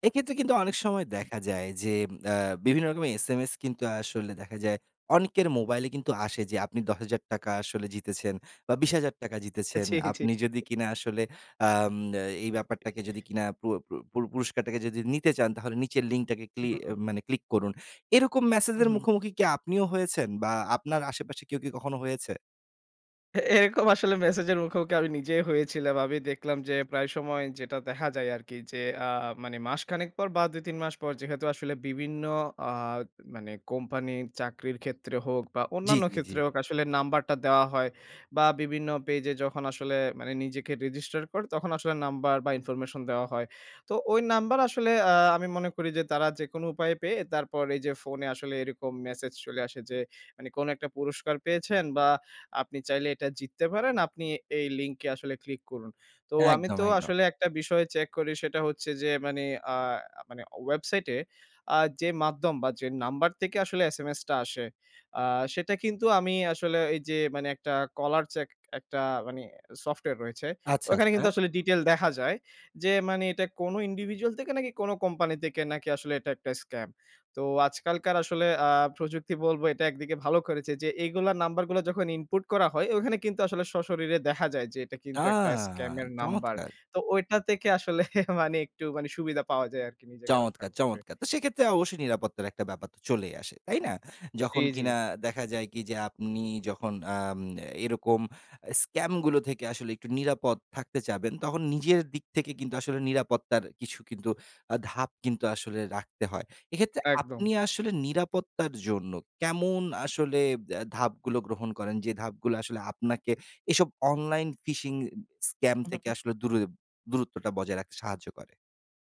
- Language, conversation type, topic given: Bengali, podcast, অনলাইন প্রতারণা বা ফিশিং থেকে বাঁচতে আমরা কী কী করণীয় মেনে চলতে পারি?
- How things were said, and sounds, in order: laughing while speaking: "জি, জি"; laughing while speaking: "এ এরকম আসলে মেসেজের মুখোমুখি আমি নিজেই হয়েছিলাম"; in English: "register"; in English: "information"; alarm; in English: "detail"; in English: "individual"; scoff